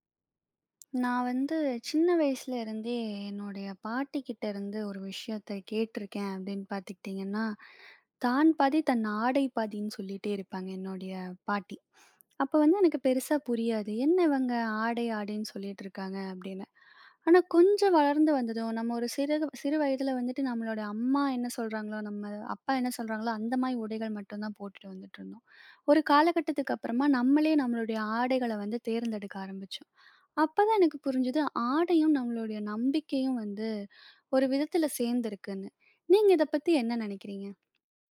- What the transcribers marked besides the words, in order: other noise
- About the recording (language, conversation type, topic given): Tamil, podcast, உங்கள் ஆடைகள் உங்கள் தன்னம்பிக்கையை எப்படிப் பாதிக்கிறது என்று நீங்கள் நினைக்கிறீர்களா?